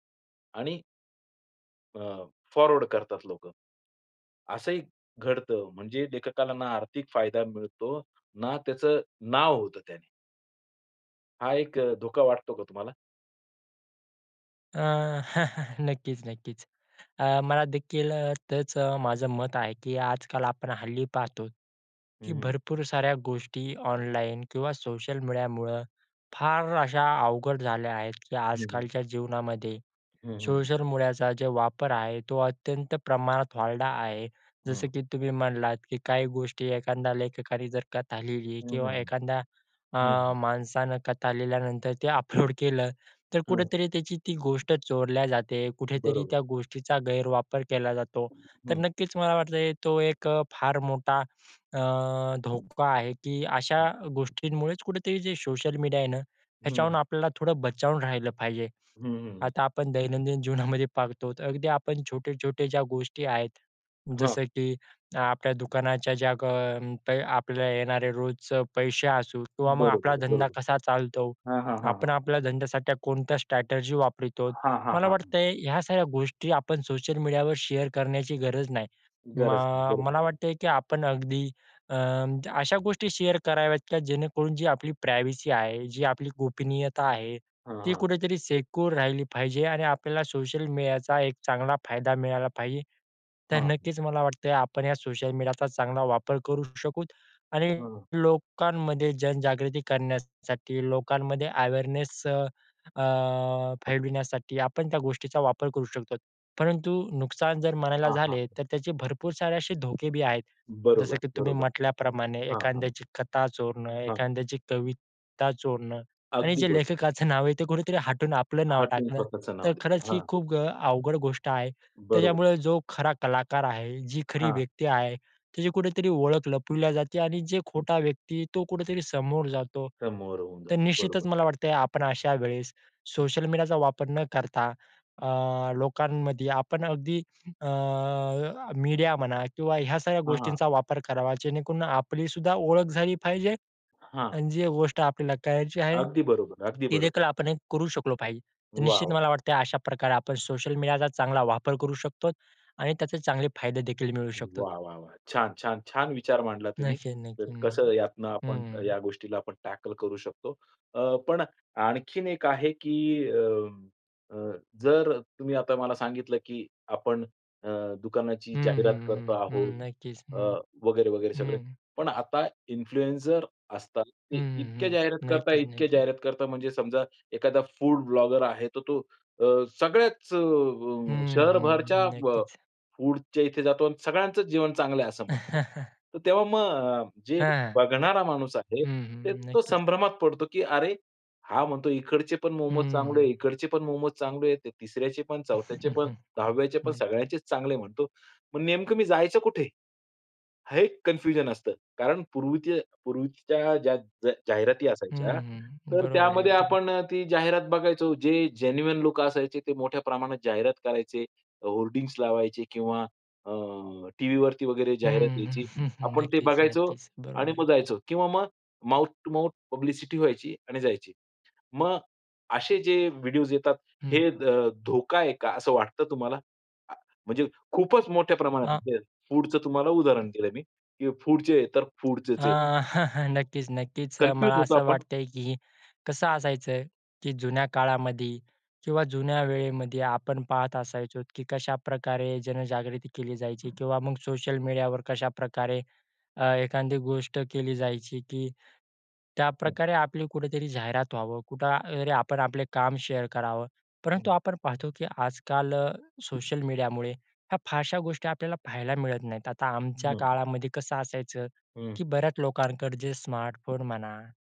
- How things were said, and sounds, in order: in English: "फॉरवर्ड"; chuckle; other background noise; laughing while speaking: "अपलोड"; unintelligible speech; chuckle; "वापरतो" said as "वापररीतोत"; in English: "शेअर"; in English: "शेअर"; in English: "सिक्युअर"; "मीडियाचा" said as "मियाचा"; tapping; "शकतो" said as "शकूत"; in English: "अवेयरनेस"; "शकतो" said as "शकतोत"; "शकतो" said as "शकतोत"; "शकतो" said as "शकतोत"; in English: "टॅकल"; in English: "इन्फ्लुएन्सर"; in English: "फूड ब्लॉगर"; chuckle; chuckle; in English: "जेन्युईन"; in English: "होर्डिंग्ज"; chuckle; in English: "माउथ टू माउथ पब्लिसिटी"; chuckle; in English: "शेअर"
- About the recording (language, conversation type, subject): Marathi, podcast, सोशल मीडियावर आपले काम शेअर केल्याचे फायदे आणि धोके काय आहेत?